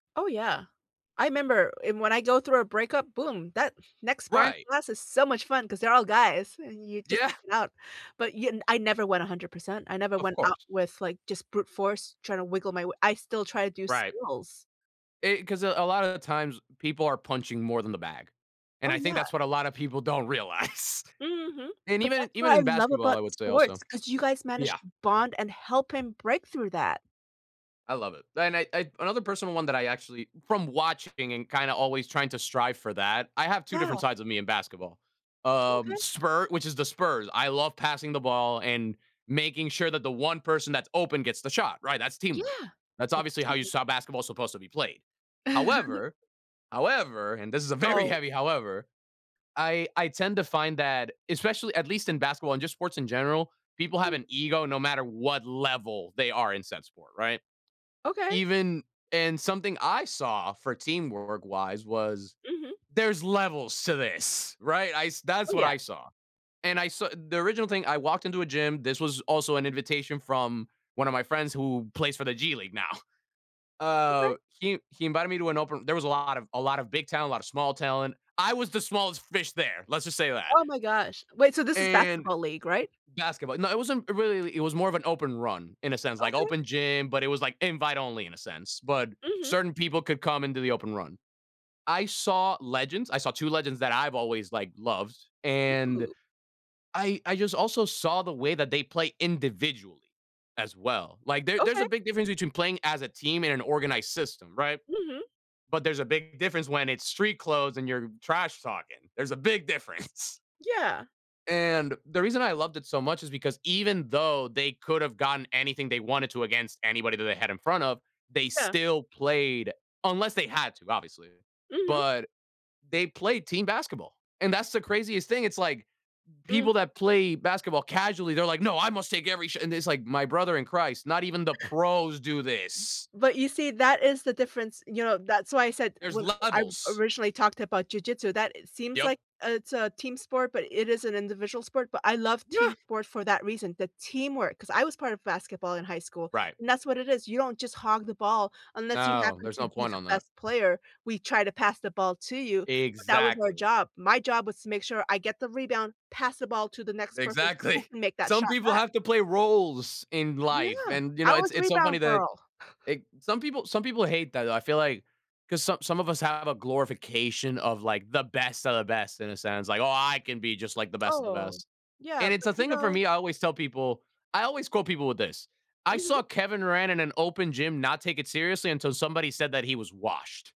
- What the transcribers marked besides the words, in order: laughing while speaking: "realize"; chuckle; laughing while speaking: "very heavy"; chuckle; put-on voice: "No, I must take every sh"; other background noise; tapping; stressed: "pros"; laughing while speaking: "Exactly"; chuckle; put-on voice: "Oh, I can be just like the best of the best"
- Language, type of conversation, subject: English, unstructured, How can I use teamwork lessons from different sports in my life?